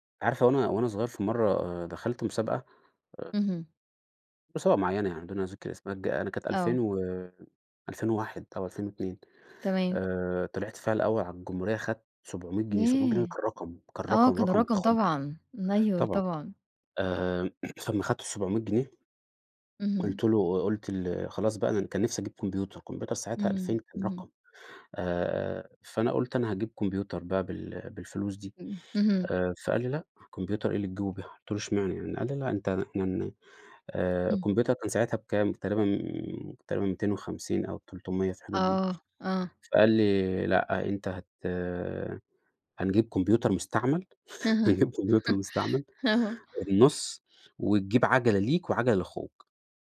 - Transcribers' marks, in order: tapping; throat clearing; unintelligible speech; unintelligible speech; chuckle
- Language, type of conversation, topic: Arabic, podcast, إزاي بتوازن بين طموحك وحياتك الشخصية؟